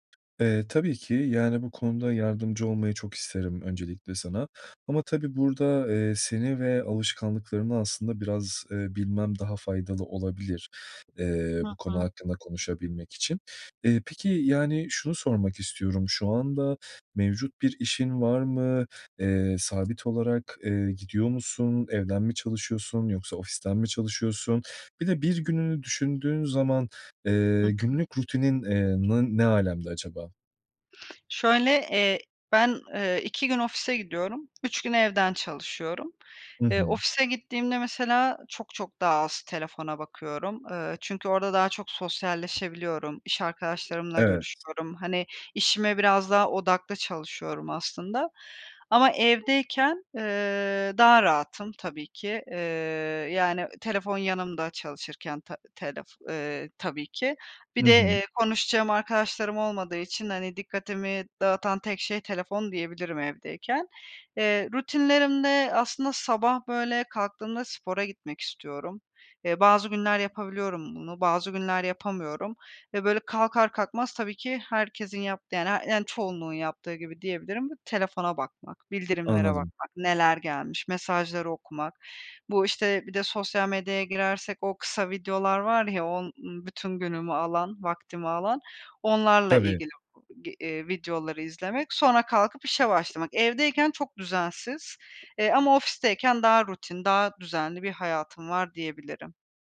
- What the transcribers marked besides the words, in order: other background noise; tapping; fan; other noise
- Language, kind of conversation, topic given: Turkish, advice, Telefon ve bildirimleri kontrol edemediğim için odağım sürekli dağılıyor; bunu nasıl yönetebilirim?